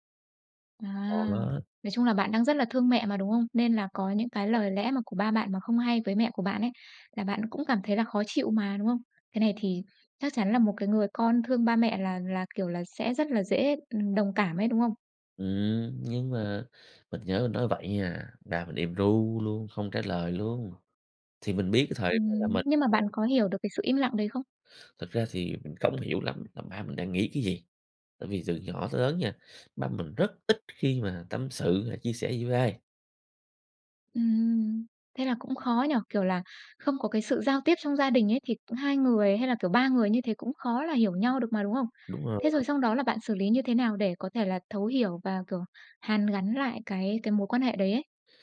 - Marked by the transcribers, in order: unintelligible speech; other background noise; tapping
- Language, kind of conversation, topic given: Vietnamese, podcast, Bạn có kinh nghiệm nào về việc hàn gắn lại một mối quan hệ gia đình bị rạn nứt không?
- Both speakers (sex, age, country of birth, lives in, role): female, 25-29, Vietnam, Vietnam, host; male, 30-34, Vietnam, Vietnam, guest